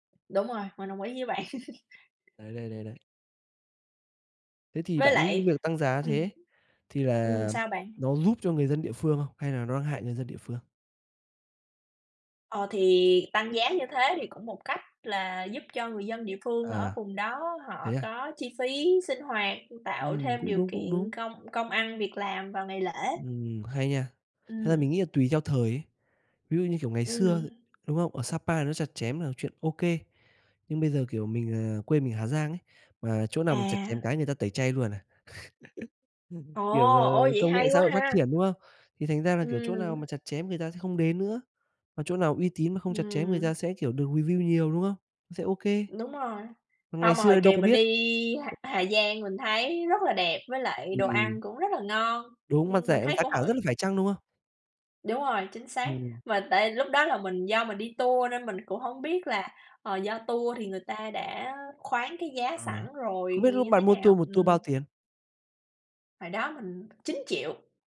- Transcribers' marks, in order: chuckle; tapping; chuckle; in English: "review"; other background noise
- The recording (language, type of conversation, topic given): Vietnamese, unstructured, Bạn nghĩ thế nào về việc các nhà hàng tăng giá món ăn trong mùa lễ?